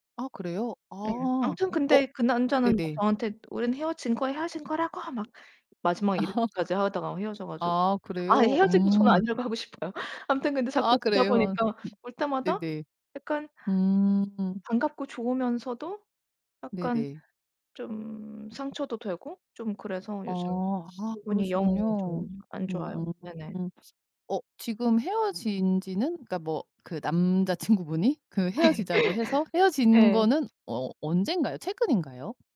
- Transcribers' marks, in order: other background noise; laugh; laughing while speaking: "싶어요"; tapping; laughing while speaking: "남자친구분이"; laugh
- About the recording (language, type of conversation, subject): Korean, advice, SNS에서 전 연인의 새 연애를 보고 상처받았을 때 어떻게 해야 하나요?
- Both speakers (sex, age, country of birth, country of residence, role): female, 40-44, United States, Sweden, user; female, 45-49, South Korea, United States, advisor